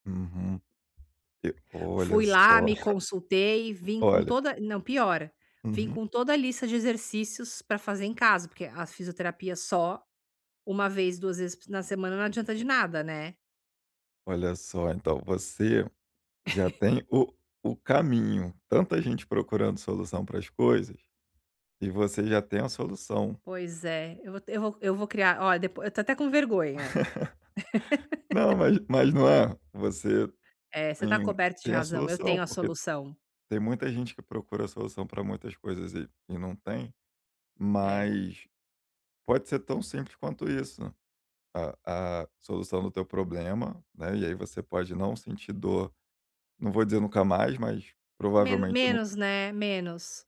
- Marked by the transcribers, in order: tapping; chuckle; chuckle; laugh
- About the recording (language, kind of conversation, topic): Portuguese, advice, Como posso substituir o tempo sedentário por movimentos leves?